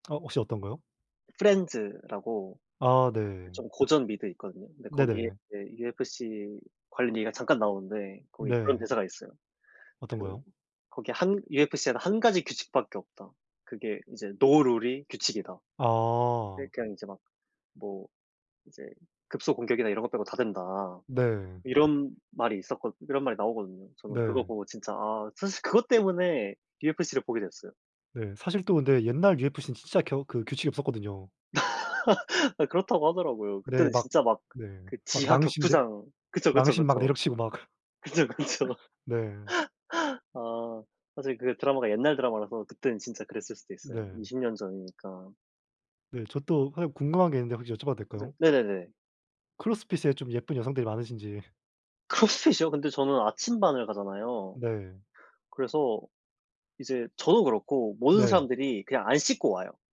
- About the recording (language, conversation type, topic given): Korean, unstructured, 운동을 하면서 자신감이 생겼던 경험이 있나요?
- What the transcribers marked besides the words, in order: tapping; in English: "No rule이"; laugh; other background noise; laughing while speaking: "그쵸, 그쵸"; laughing while speaking: "막"; laugh